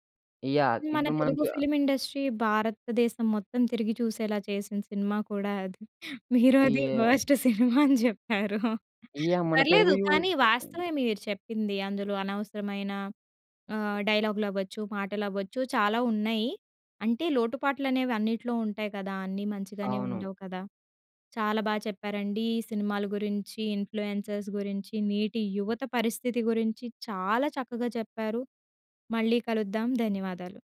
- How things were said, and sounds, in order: in English: "ఫిల్మ్ ఇండస్ట్రీ"; laughing while speaking: "మీరు అది వర్స్ట్ సినిమా అని చెప్పారు"; in English: "వర్స్ట్"; in English: "యూత్"; in English: "డైలాగ్‌లు"; in English: "ఇన్ఫ్లుయెన్సర్స్"; stressed: "చాలా"
- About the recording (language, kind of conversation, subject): Telugu, podcast, నేటి యువతపై ప్రభావశీలులు ఎందుకు అంతగా ప్రభావం చూపిస్తున్నారు?